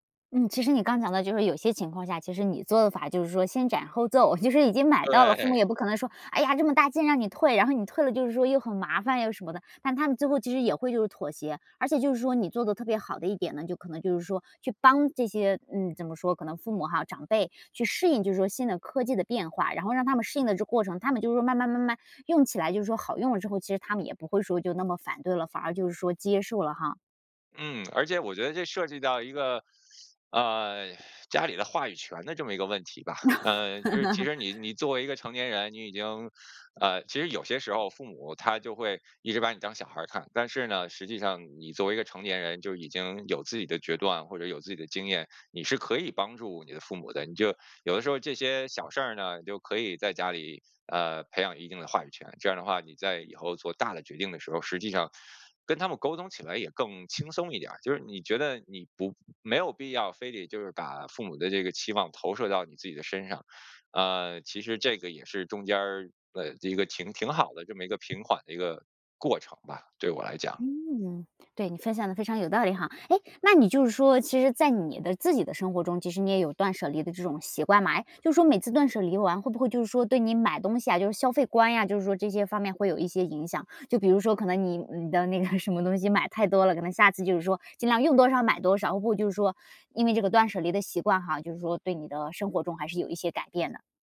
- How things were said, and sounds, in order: laughing while speaking: "就是"; laughing while speaking: "对"; lip smack; laugh; laughing while speaking: "什么东西买太多了"
- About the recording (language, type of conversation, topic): Chinese, podcast, 你有哪些断舍离的经验可以分享？